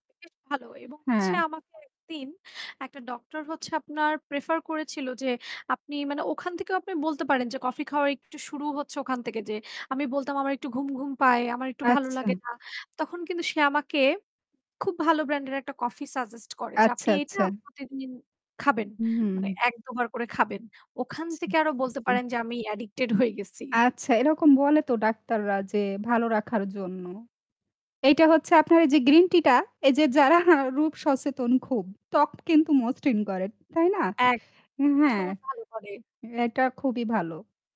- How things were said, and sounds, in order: static; horn; tapping; "প্রতিদিন" said as "প্রতিদিনিন"; unintelligible speech; laughing while speaking: "addicted হয়ে গেছি"; in English: "addicted"; laughing while speaking: "যারা"; other background noise
- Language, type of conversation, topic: Bengali, unstructured, আপনি চা নাকি কফি বেশি পছন্দ করেন, এবং কেন?